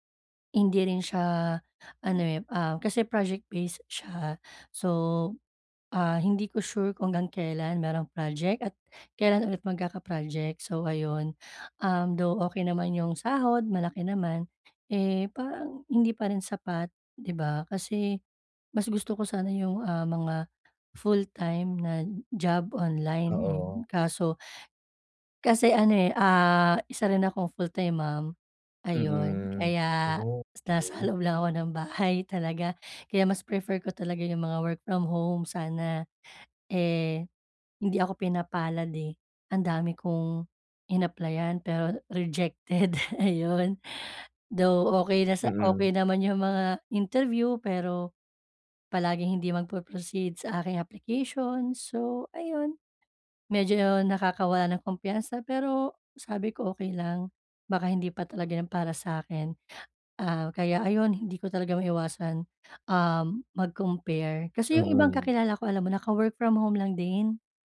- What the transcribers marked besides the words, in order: in English: "project-based"; chuckle
- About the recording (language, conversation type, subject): Filipino, advice, Bakit ako laging nag-aalala kapag inihahambing ko ang sarili ko sa iba sa internet?